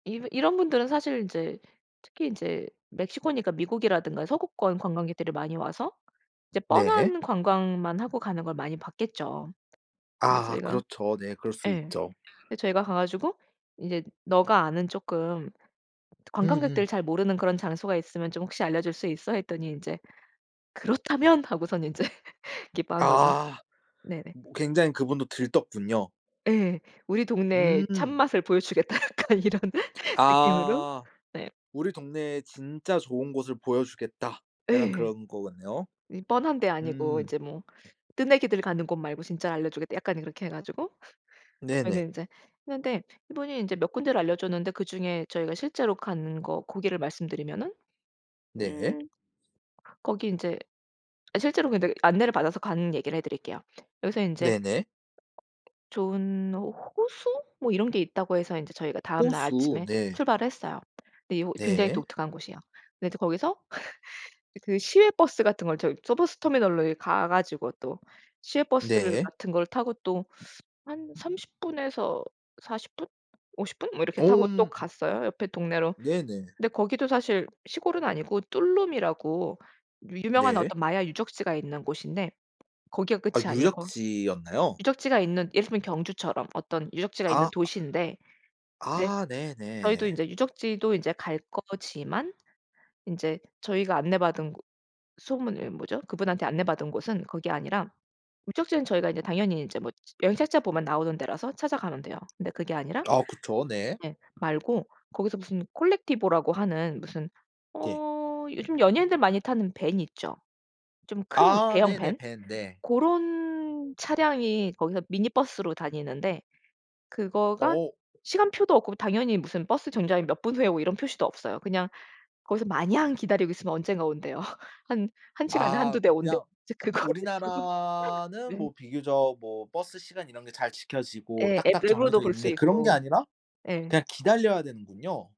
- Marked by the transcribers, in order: tapping; other background noise; laughing while speaking: "인제"; laughing while speaking: "주겠다! 약간 이런 느낌으로?"; laugh; laugh; laughing while speaking: "이제 그거를 타고"
- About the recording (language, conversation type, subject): Korean, podcast, 관광지에서 우연히 만난 사람이 알려준 숨은 명소가 있나요?